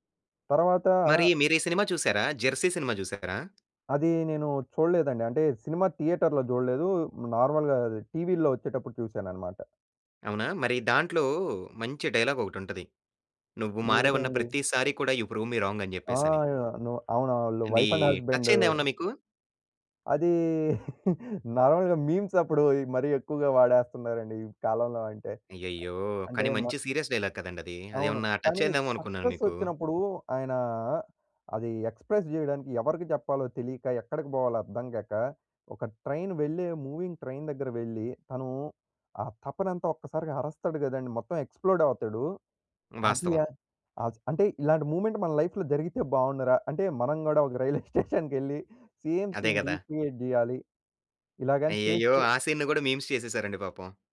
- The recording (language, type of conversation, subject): Telugu, podcast, సినిమాలు మన భావనలను ఎలా మార్చతాయి?
- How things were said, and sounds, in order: other background noise; in English: "థియేటర్‌లో"; in English: "నార్మల్‌గా"; in English: "డైలాగ్"; in English: "యు ప్రూవ్ మీ"; tapping; in English: "వైఫ్ అండ్"; chuckle; in English: "నార్మల్‌గా"; in English: "సీరియస్ డైలాగ్"; in English: "సక్సెస్"; in English: "ఎక్స్‌ప్రెస్"; in English: "ట్రైన్"; in English: "మూవింగ్ ట్రైన్"; in English: "ఎక్స్‌ప్లోడ్"; in English: "మూమెంట్"; in English: "లైఫ్‌లో"; laughing while speaking: "రైల్వే స్టేషన్‌కెళ్లి"; in English: "సేమ్ సీన్ రిక్రియేట్"; in English: "సీన్‌ని"; in English: "మీమ్స్"